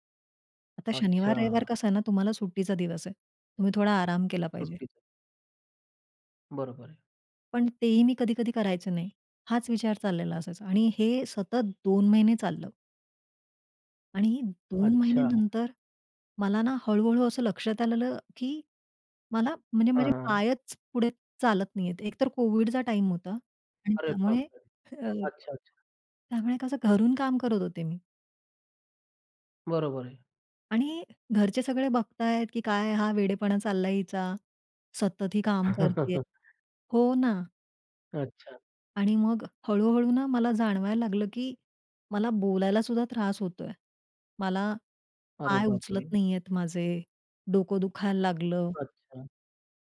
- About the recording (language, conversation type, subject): Marathi, podcast, मानसिक थकवा
- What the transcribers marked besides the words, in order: other noise; other background noise; surprised: "अरे बापरे!"; chuckle; tapping